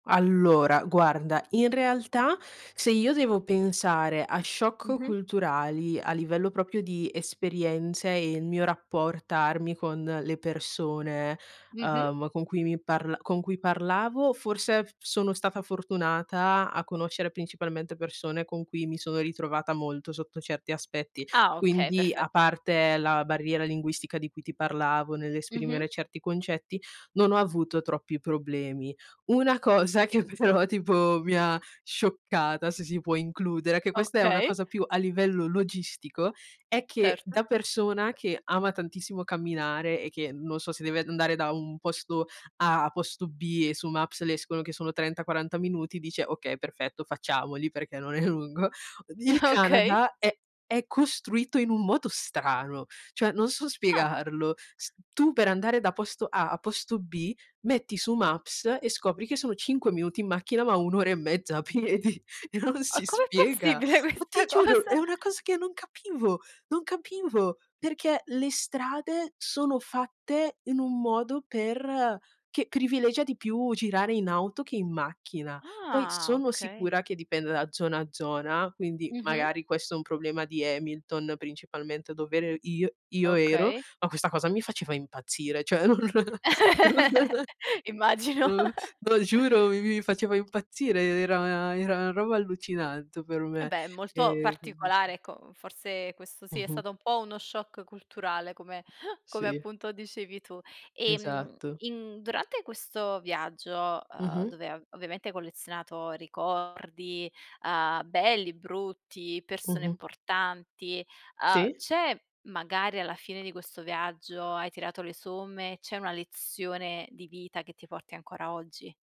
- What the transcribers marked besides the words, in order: laughing while speaking: "però tipo"; chuckle; laughing while speaking: "lungo"; tapping; laughing while speaking: "questa cosa?"; laughing while speaking: "piedi e non si"; laugh; laughing while speaking: "Immagino"; laughing while speaking: "non non"; laugh; unintelligible speech; other background noise
- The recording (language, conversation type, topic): Italian, podcast, Qual è un viaggio che non dimenticherai mai?